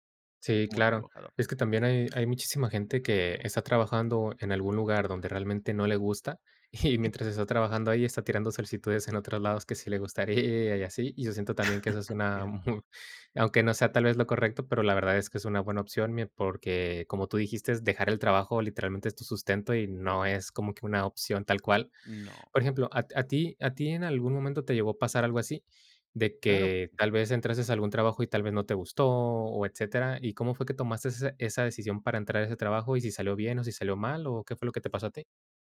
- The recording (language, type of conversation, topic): Spanish, podcast, ¿Cómo decides entre la seguridad laboral y tu pasión profesional?
- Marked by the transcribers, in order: other noise; laughing while speaking: "y"; chuckle